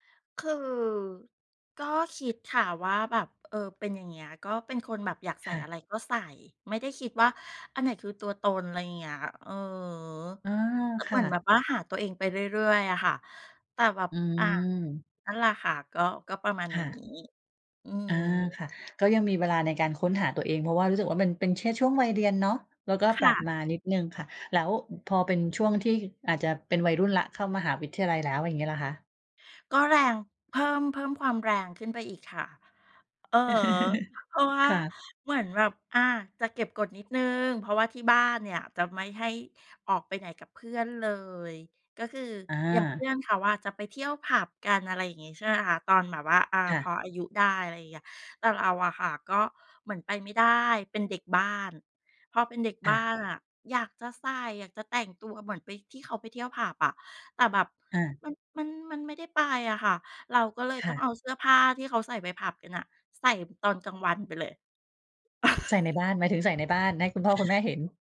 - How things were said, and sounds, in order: other background noise; chuckle; laugh; wind
- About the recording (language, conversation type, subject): Thai, podcast, สไตล์การแต่งตัวที่ทำให้คุณรู้สึกว่าเป็นตัวเองเป็นแบบไหน?